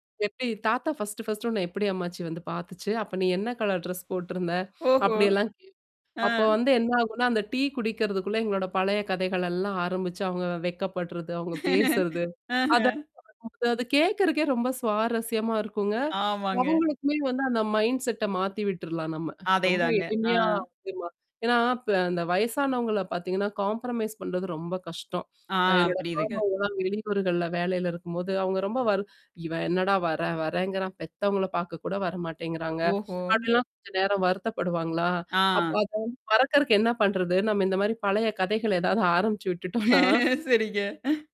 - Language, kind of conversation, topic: Tamil, podcast, குடும்பக் கதைகளை உணவோடு எப்படி இணைக்கிறீர்கள்?
- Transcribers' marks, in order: in English: "கலர் டிரெஸ்"; distorted speech; laughing while speaking: "ஆஹ"; in English: "மைண்ட்செட்டா"; in English: "காம்ப்ரமைஸ்"; laughing while speaking: "ஆரம்பிச்சு விட்டுவிட்டோம்ன்ன"; laughing while speaking: "சரிங்க"